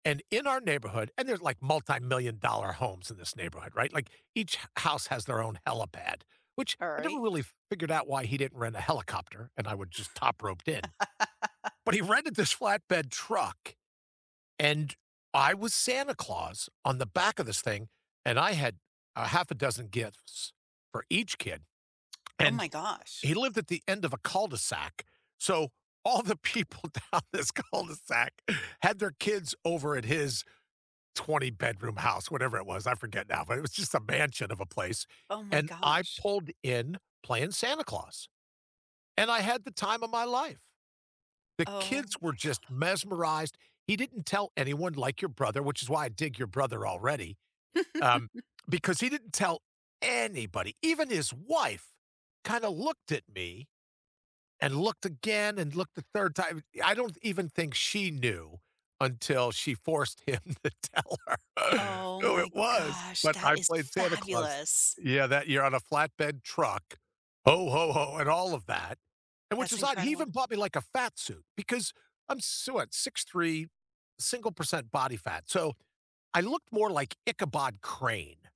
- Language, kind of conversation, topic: English, unstructured, Can you share a favorite holiday memory from your childhood?
- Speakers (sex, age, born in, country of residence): female, 50-54, United States, United States; male, 65-69, United States, United States
- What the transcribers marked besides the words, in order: laugh; laughing while speaking: "all the people down this cul-de-sac"; other background noise; laughing while speaking: "god"; giggle; stressed: "anybody"; laughing while speaking: "him to tell her"